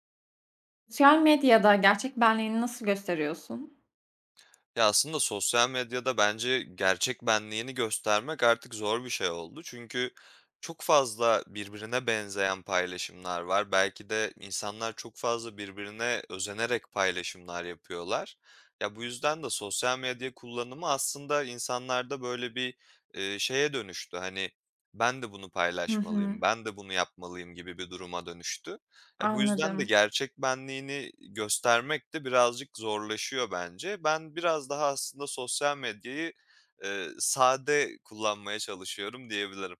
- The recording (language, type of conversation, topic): Turkish, podcast, Sosyal medyada gerçek benliğini nasıl gösteriyorsun?
- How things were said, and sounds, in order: other background noise